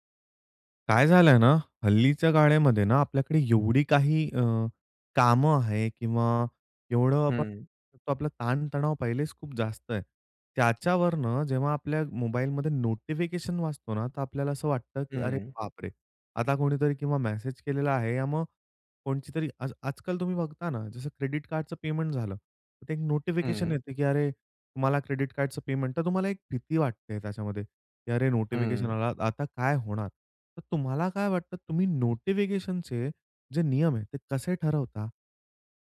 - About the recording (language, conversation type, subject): Marathi, podcast, सूचना
- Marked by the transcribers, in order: tapping